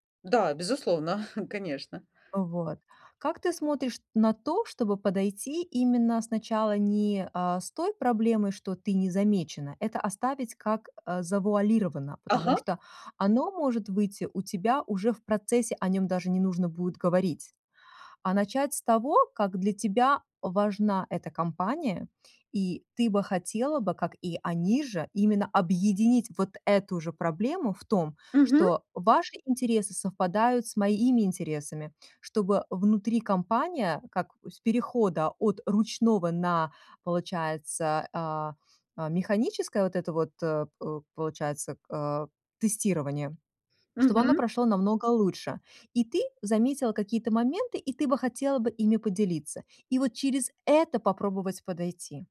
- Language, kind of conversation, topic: Russian, advice, Как мне получить больше признания за свои достижения на работе?
- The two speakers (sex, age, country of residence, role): female, 40-44, United States, advisor; female, 45-49, Spain, user
- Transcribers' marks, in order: tapping; chuckle; other background noise